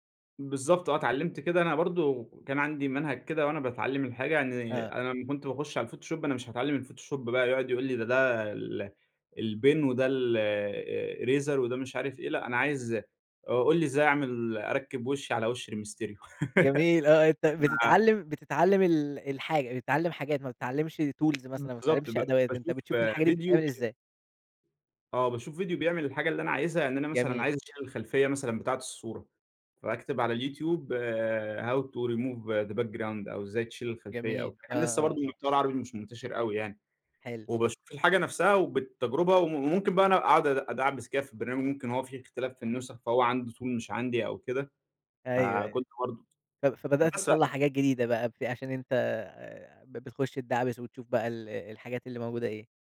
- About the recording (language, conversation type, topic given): Arabic, podcast, إيه دور الفضول في رحلتك التعليمية؟
- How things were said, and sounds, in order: in English: "الفوتوشوب"; in English: "الفوتوشوب"; in English: "ال البِن وده الرِيزر"; laugh; in English: "tools"; tapping; in English: "how to remove the background"; in English: "tool"